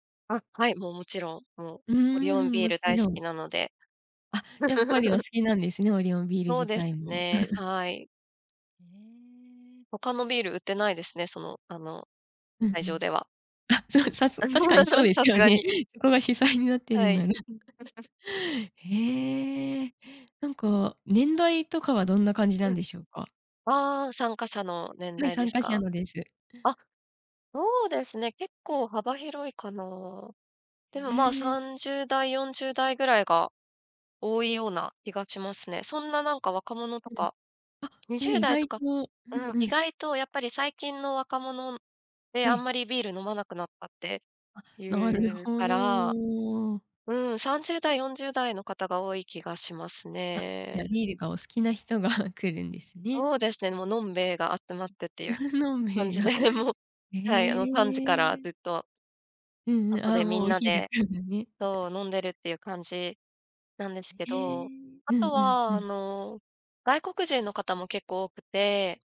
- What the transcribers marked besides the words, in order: giggle; giggle; laughing while speaking: "じゃあ、さす、確かにそうで … なってるんなら"; giggle; giggle; laughing while speaking: "人が"; unintelligible speech; laughing while speaking: "飲兵衛が"; laughing while speaking: "もう"; laughing while speaking: "もうお昼からね"; giggle
- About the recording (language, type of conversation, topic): Japanese, podcast, 祭りで特に好きなことは何ですか？